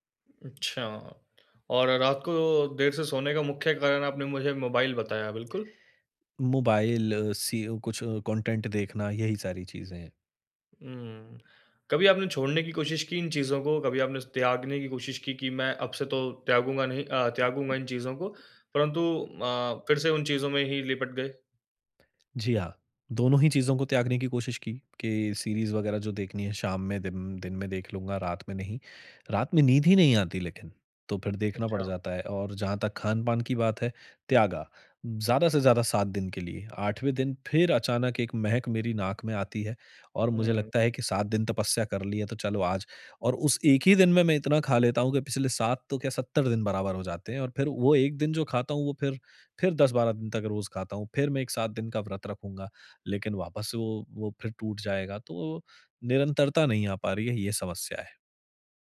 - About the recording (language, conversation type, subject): Hindi, advice, स्वास्थ्य और आनंद के बीच संतुलन कैसे बनाया जाए?
- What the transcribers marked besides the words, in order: in English: "कंटेंट"